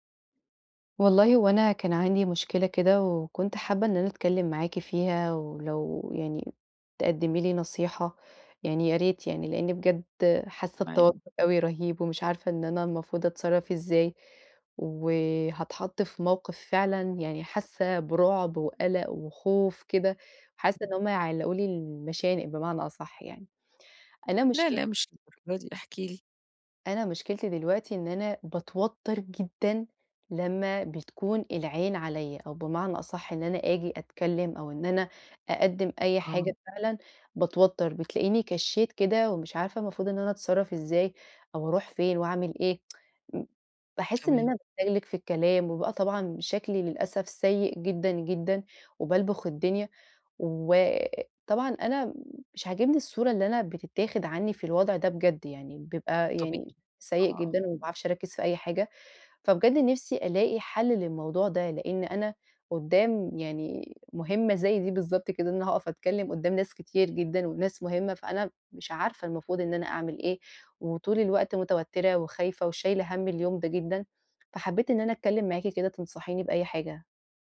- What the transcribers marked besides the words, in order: tsk
- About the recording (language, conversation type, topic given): Arabic, advice, إزاي أقلّل توتّري قبل ما أتكلم قدّام ناس؟